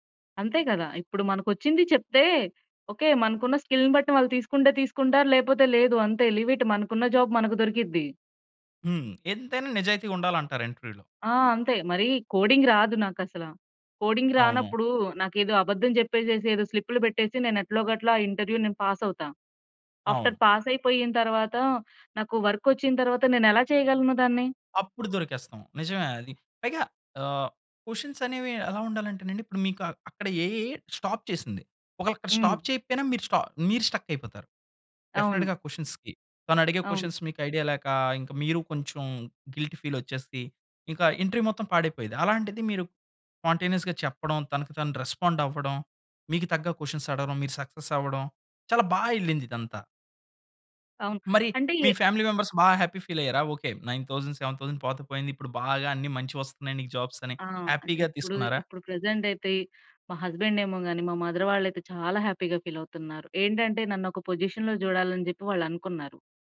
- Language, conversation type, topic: Telugu, podcast, సరైన సమయంలో జరిగిన పరీక్ష లేదా ఇంటర్వ్యూ ఫలితం ఎలా మారింది?
- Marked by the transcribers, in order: in English: "స్కిల్‌ని"; in English: "లీవ్ ఇట్"; in English: "జాబ్"; in English: "ఇంటర్వ్యూలో"; in English: "కోడింగ్"; in English: "కోడింగ్"; in English: "ఇంటర్వ్యూ"; in English: "పాస్"; in English: "ఆఫ్టర్ పాస్"; in English: "వర్క్"; in English: "క్వెషన్స్"; in English: "ఏఐ స్టాప్"; in English: "స్టాప్"; in English: "స్ట్రక్"; in English: "డెఫినిట్‌గా క్వెషన్స్‌కి"; in English: "క్వెషన్స్"; in English: "గిల్టీ ఫీల్"; in English: "ఇంటర్వ్యూ"; in English: "స్పాంటేనియస్‌గా"; in English: "రెస్పాండ్"; in English: "క్వెషన్స్"; in English: "సక్సెస్"; in English: "ఫ్యామిలీ మెంబర్స్"; in English: "హ్యాపీ ఫీల్"; in English: "నైన్ థౌసండ్, సెవెన్ థౌసండ్"; in English: "జాబ్స్"; in English: "హ్యాపీగా"; in English: "ప్రెజెంట్"; in English: "హస్బండ్"; in English: "మదర్"; in English: "హ్యాపీగా ఫీల్"; in English: "పొజిషన్‌లో"